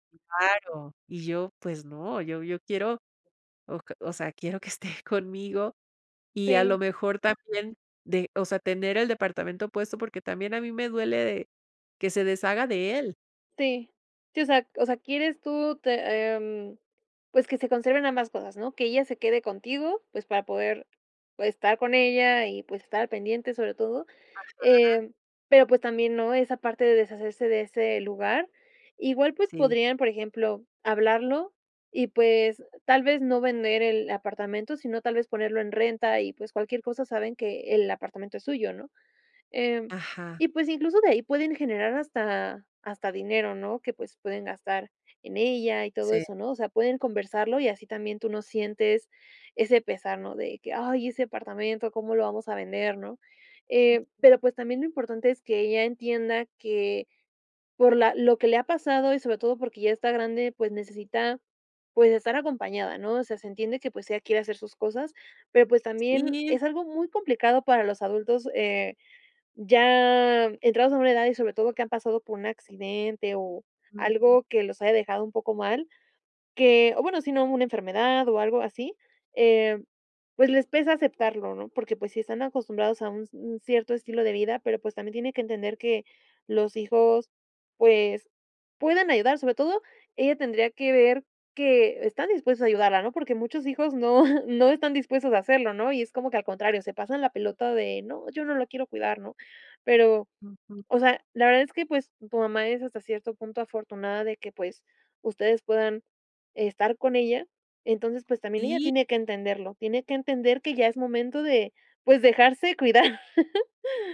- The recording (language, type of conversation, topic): Spanish, advice, ¿Cómo te sientes al dejar tu casa y tus recuerdos atrás?
- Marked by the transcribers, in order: unintelligible speech; laugh